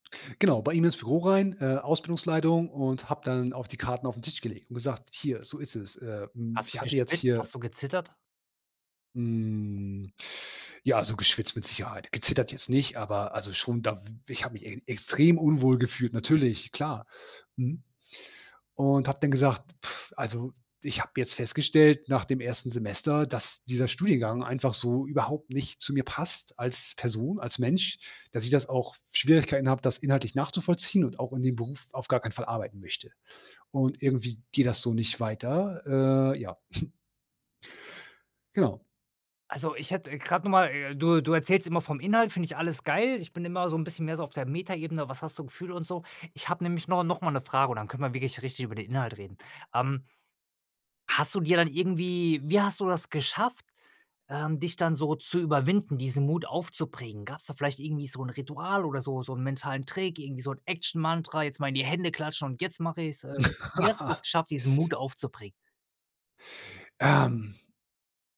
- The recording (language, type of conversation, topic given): German, podcast, Was war dein mutigstes Gespräch?
- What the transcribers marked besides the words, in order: drawn out: "Hm"; scoff; chuckle; laugh